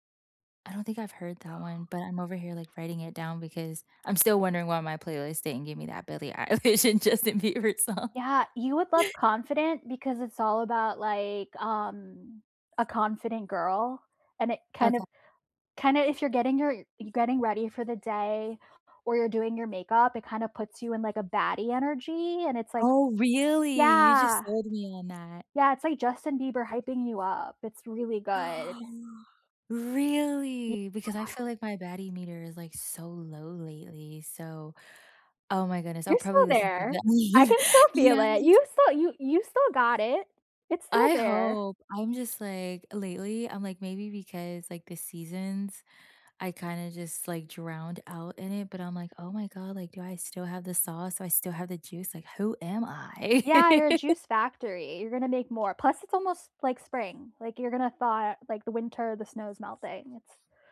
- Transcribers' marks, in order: other background noise; laughing while speaking: "Eilish and Justin Bieber song"; unintelligible speech; gasp; chuckle; laugh
- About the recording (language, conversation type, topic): English, unstructured, What is a song that instantly takes you back to a happy time?
- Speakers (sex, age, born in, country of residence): female, 35-39, Philippines, United States; female, 35-39, United States, United States